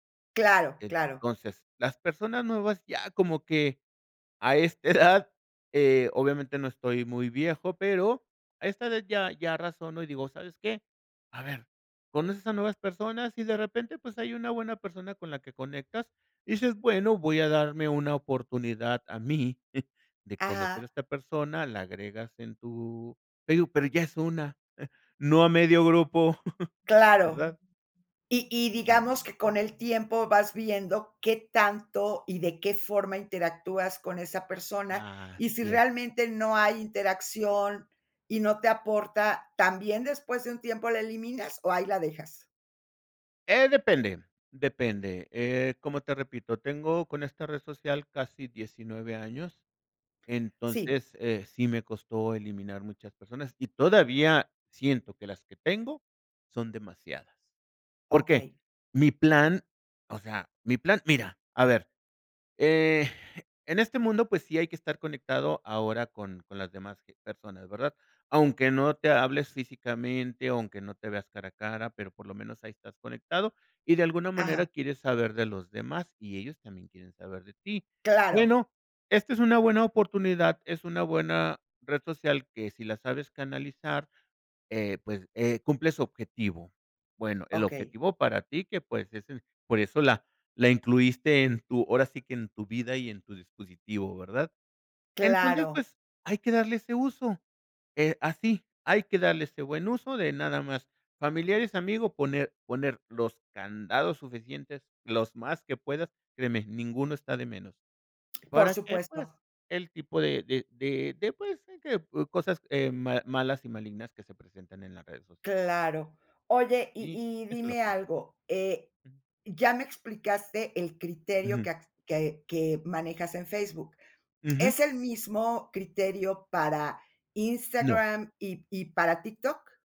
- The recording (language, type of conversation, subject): Spanish, podcast, ¿Cómo decides si seguir a alguien en redes sociales?
- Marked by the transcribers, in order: chuckle; chuckle; chuckle; unintelligible speech